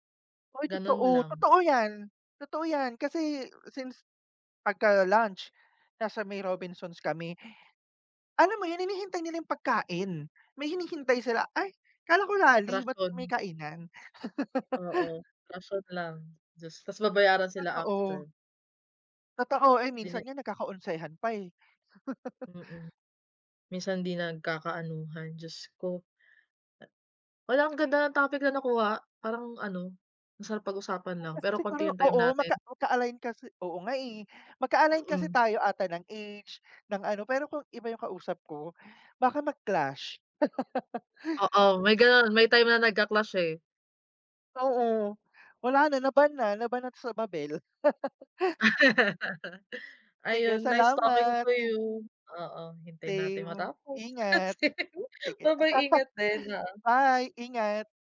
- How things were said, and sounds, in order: laugh; chuckle; laugh; laugh; laugh; laughing while speaking: "Sige"; laugh
- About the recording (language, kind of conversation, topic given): Filipino, unstructured, Paano nakaapekto ang halalan sa ating komunidad?